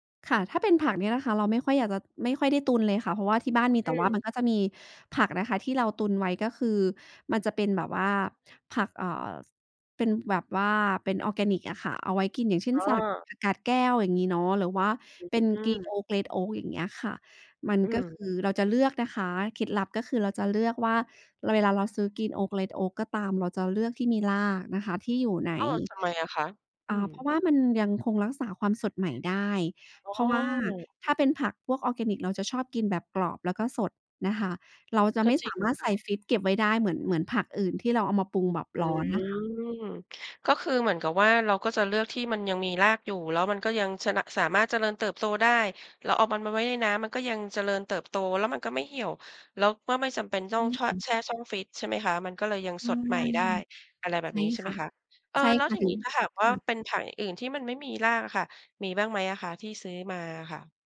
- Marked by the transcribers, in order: other background noise
- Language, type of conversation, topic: Thai, podcast, เคล็ดลับอะไรที่คุณใช้แล้วช่วยให้อาหารอร่อยขึ้น?